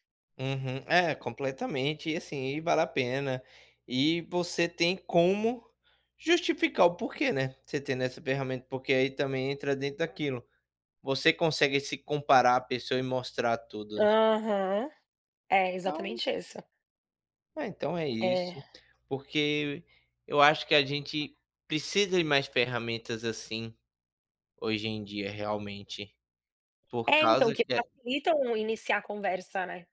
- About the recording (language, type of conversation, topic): Portuguese, unstructured, Você acha que é difícil negociar um aumento hoje?
- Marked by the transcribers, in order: none